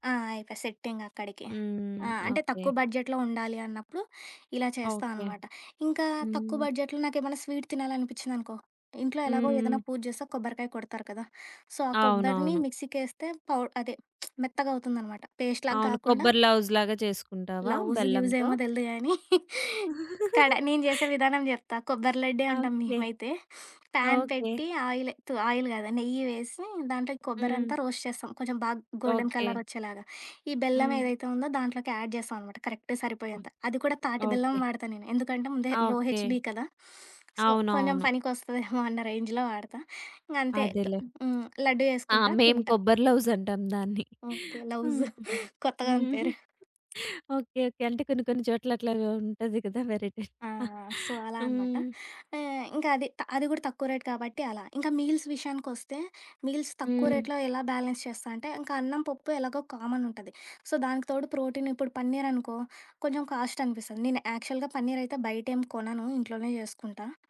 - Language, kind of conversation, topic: Telugu, podcast, ఆరోగ్యవంతమైన ఆహారాన్ని తక్కువ సమయంలో తయారుచేయడానికి మీ చిట్కాలు ఏమిటి?
- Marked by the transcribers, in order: in English: "బడ్జెట్‌లో"; in English: "బడ్జెట్‌లో"; in English: "సో"; other background noise; lip smack; chuckle; giggle; sniff; in English: "ప్యాన్"; in English: "ఆయిల్"; in English: "ఆయిల్"; in English: "రోస్ట్"; in English: "గోల్డెన్ కలర్"; in English: "యాడ్"; in English: "కరెక్ట్"; in English: "లో హెచ్‌బి"; sniff; in English: "సో"; in English: "రేంజ్‌లో"; giggle; in English: "వెరైటీ"; in English: "సో"; giggle; in English: "మీల్స్"; in English: "మీల్స్"; in English: "బ్యాలెన్స్"; in English: "సో"; in English: "ప్రోటీన్"; in English: "యాక్చువల్‌గా"